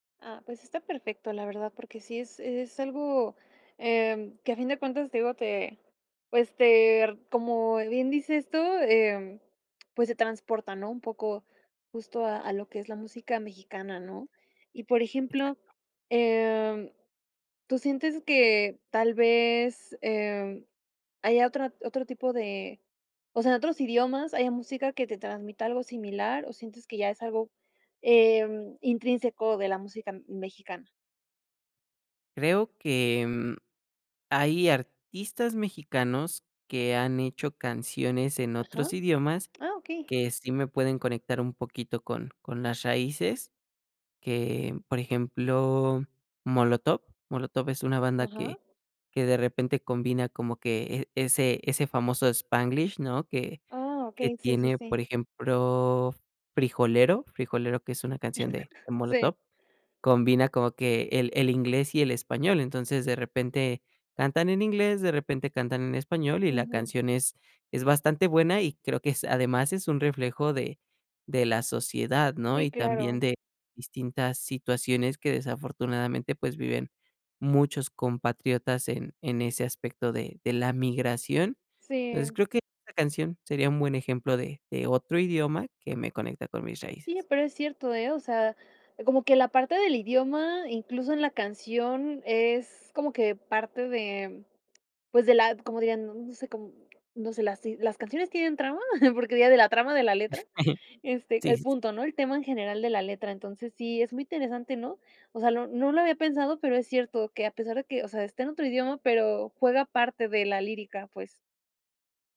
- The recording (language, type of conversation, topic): Spanish, podcast, ¿Qué canción en tu idioma te conecta con tus raíces?
- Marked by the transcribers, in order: other background noise; tapping; chuckle; chuckle; chuckle